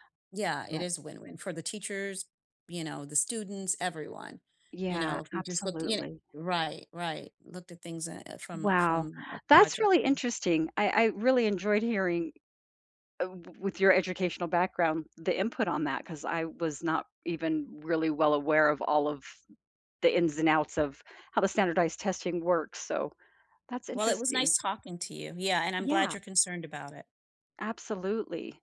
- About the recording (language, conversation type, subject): English, unstructured, Do you believe standardized tests are fair?
- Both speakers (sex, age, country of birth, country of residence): female, 50-54, Canada, United States; female, 55-59, United States, United States
- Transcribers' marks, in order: tapping